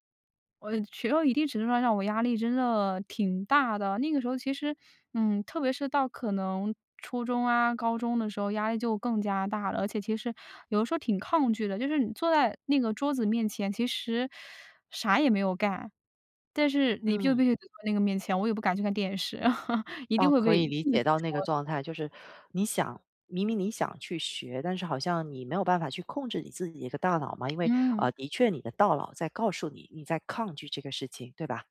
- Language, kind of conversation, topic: Chinese, podcast, 当学习变成压力时你会怎么调整？
- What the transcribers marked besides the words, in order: laugh; other background noise